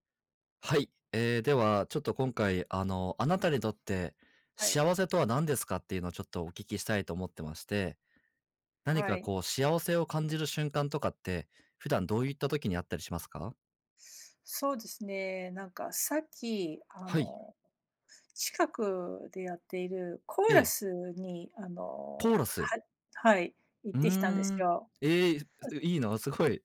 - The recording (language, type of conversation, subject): Japanese, unstructured, あなたにとって幸せとは何ですか？
- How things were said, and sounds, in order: none